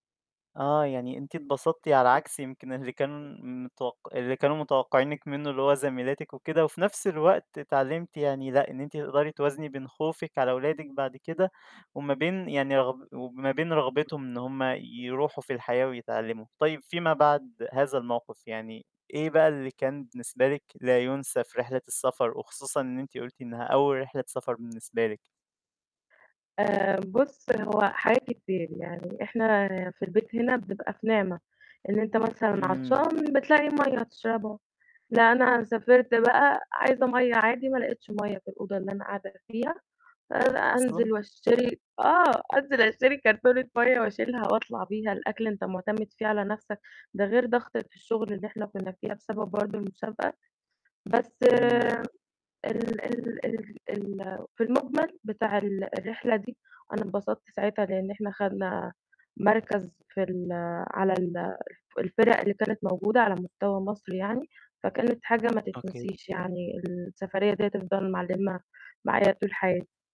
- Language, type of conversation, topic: Arabic, podcast, إيه أحلى تجربة سفر عمرك ما هتنساها؟
- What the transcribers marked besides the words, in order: static